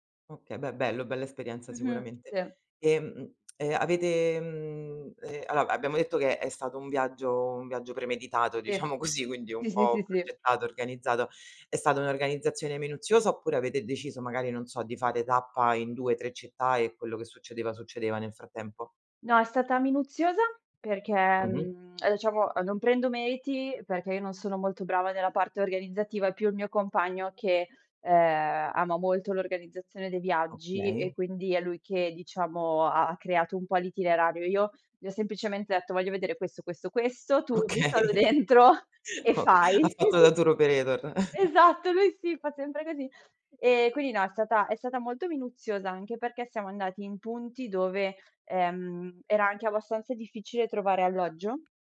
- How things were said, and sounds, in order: tsk; tapping; "allora" said as "aloa"; laughing while speaking: "diciamo così"; laughing while speaking: "Okay. Ok"; laughing while speaking: "dentro"; in English: "tour operator"; chuckle
- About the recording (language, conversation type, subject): Italian, podcast, Puoi raccontarmi di un viaggio che ti ha cambiato la vita?